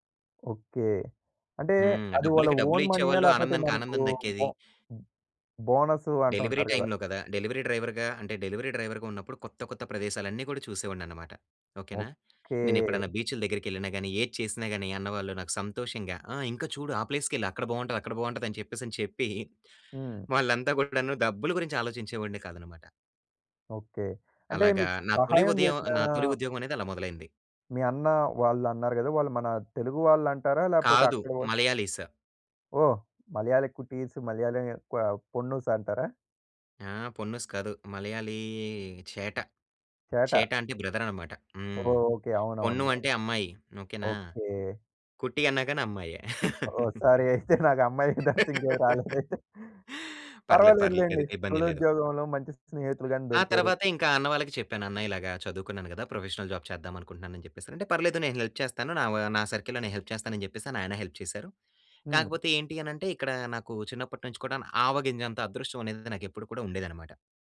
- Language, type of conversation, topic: Telugu, podcast, మీ తొలి ఉద్యోగాన్ని ప్రారంభించినప్పుడు మీ అనుభవం ఎలా ఉండింది?
- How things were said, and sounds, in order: in English: "ఓన్ మనీయా?"; in English: "బోనస్"; in English: "డెలివరీ టైమ్‌లో"; in English: "డెలివరీ డ్రైవర్‌గా"; in English: "డెలివరీ డ్రైవర్‌గా"; in English: "మలయాళీ‌స్"; in Malayalam: "పొన్నూస్"; in English: "పొన్నుస్"; drawn out: "మలయాళీ"; in English: "బ్రదర్"; in English: "సారీ"; laughing while speaking: "అయితే నాకు అమ్మాయి తాపితే ఇంకేది రాలేదు అయితే"; laugh; in English: "ప్రొఫెషనల్ జాబ్"; in English: "హెల్ప్"; in English: "సర్కిల్‌లో"; in English: "హెల్ప్"; in English: "హెల్ప్"